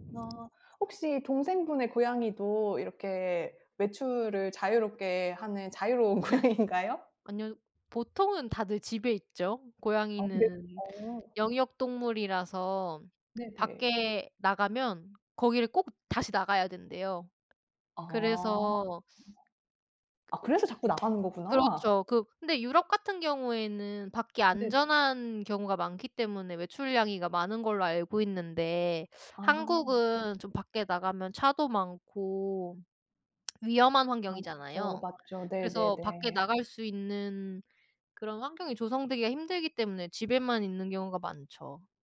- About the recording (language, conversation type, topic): Korean, unstructured, 고양이와 강아지 중 어떤 반려동물이 더 사랑스럽다고 생각하시나요?
- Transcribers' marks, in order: other background noise; laughing while speaking: "고양이인가요?"; tapping